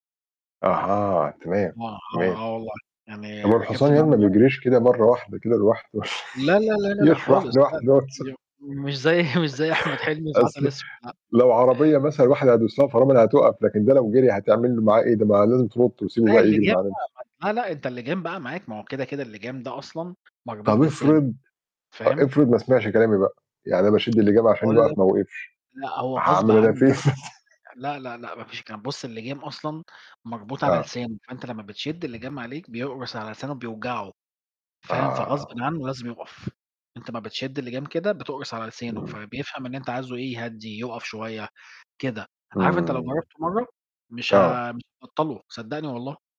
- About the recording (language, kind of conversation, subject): Arabic, unstructured, إزاي تقنع حد يجرّب هواية جديدة؟
- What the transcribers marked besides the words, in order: distorted speech; unintelligible speech; laugh; unintelligible speech; laughing while speaking: "لوحده مثلًا"; unintelligible speech; chuckle; laughing while speaking: "مش زي"; chuckle; tsk; laughing while speaking: "إيه"; laugh; tapping